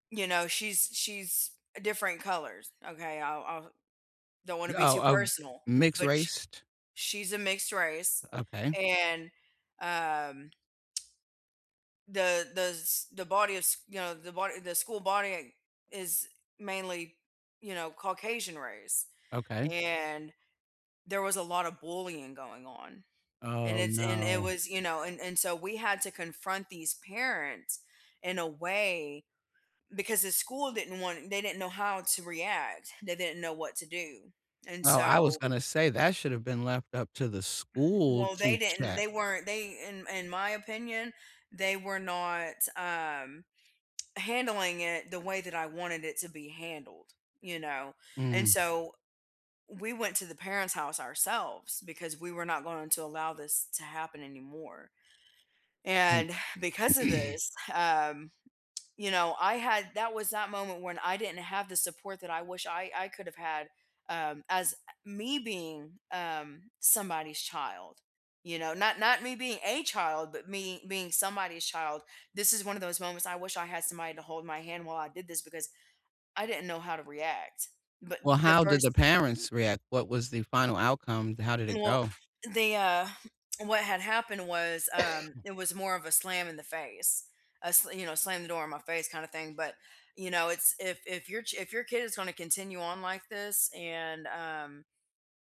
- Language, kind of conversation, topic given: English, unstructured, How can you work toward big goals without burning out, while also building strong, supportive relationships?
- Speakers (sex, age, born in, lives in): female, 30-34, United States, United States; female, 55-59, United States, United States
- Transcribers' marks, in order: tapping; other background noise; cough